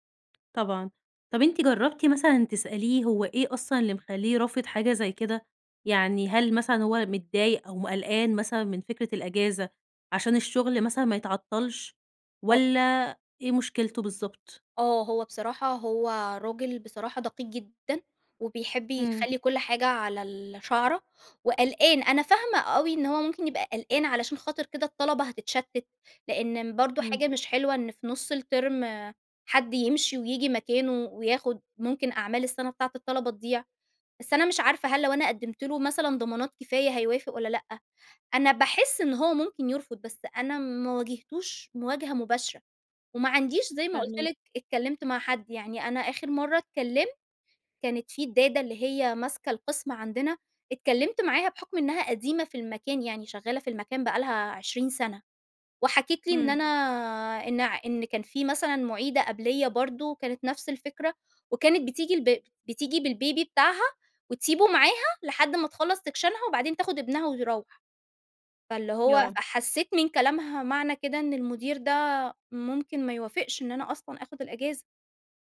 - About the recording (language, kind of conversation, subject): Arabic, advice, إزاي أطلب راحة للتعافي من غير ما مديري يفتكر إن ده ضعف؟
- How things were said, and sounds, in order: in English: "الترم"; tapping; in English: "سكشنها"